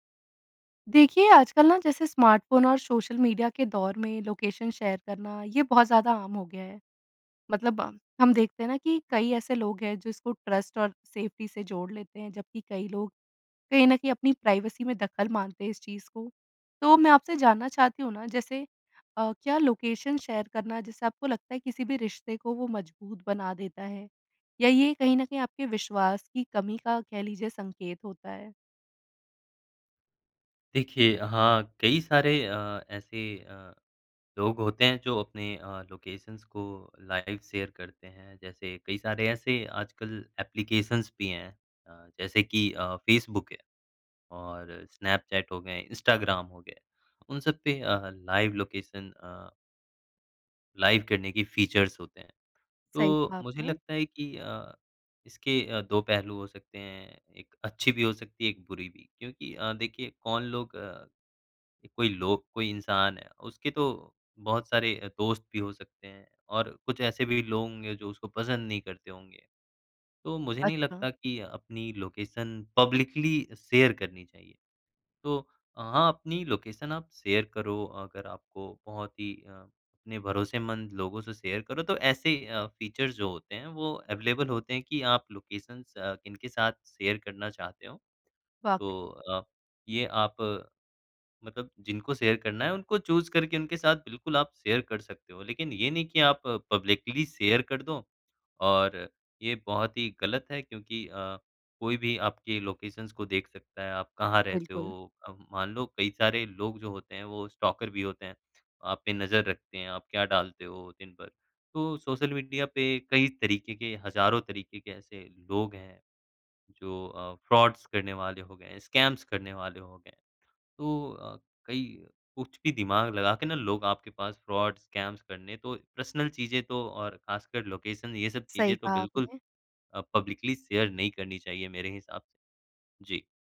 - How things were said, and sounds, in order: in English: "स्मार्टफ़ोन"; in English: "लोकेशन शेयर"; in English: "ट्रस्ट"; in English: "सेफ्टी"; in English: "प्राइवेसी"; in English: "लोकेशन शेयर"; in English: "लोकेशंस"; in English: "लाइव शेयर"; in English: "लाइव लोकेशन"; in English: "लाइव"; in English: "फ़ीचर्स"; in English: "लोकेशन पब्लिकली शेयर"; in English: "लोकेशन"; in English: "शेयर"; in English: "फ़ीचर्स"; in English: "अवेलेबल"; in English: "लोकेशंस"; in English: "शेयर"; in English: "शेयर"; in English: "चूज़"; in English: "शेयर"; in English: "पब्लिकली शेयर"; in English: "लोकेशंस"; in English: "स्टॉकर"; in English: "फ़्रॉड्स"; in English: "स्कैम्स"; in English: "फ़्रॉड्स, स्कैम्स"; in English: "पर्सनल"; in English: "लोकेशन"; in English: "पब्लिकली"; in English: "शेयर"
- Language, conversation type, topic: Hindi, podcast, क्या रिश्तों में किसी की लोकेशन साझा करना सही है?